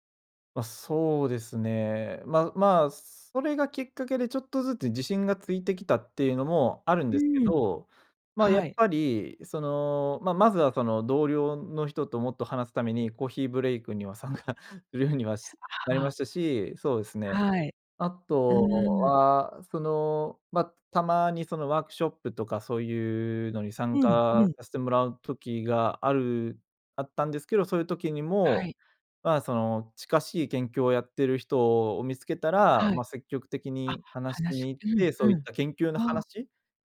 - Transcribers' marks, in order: chuckle
- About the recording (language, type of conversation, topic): Japanese, podcast, 失敗からどのようなことを学びましたか？